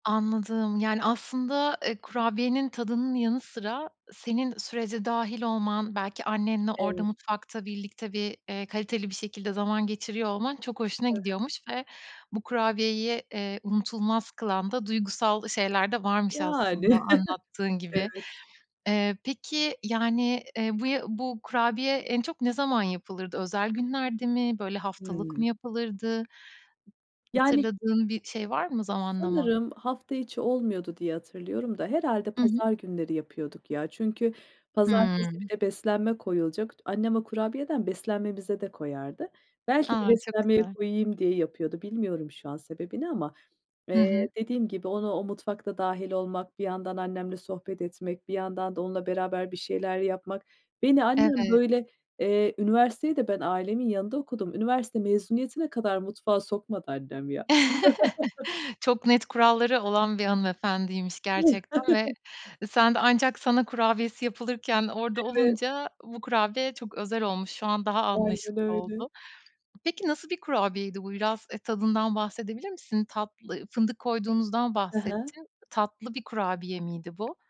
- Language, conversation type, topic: Turkish, podcast, Çocukken en çok hangi yemeğe düşkündün, anlatır mısın?
- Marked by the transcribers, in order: chuckle; chuckle; other background noise; chuckle; tapping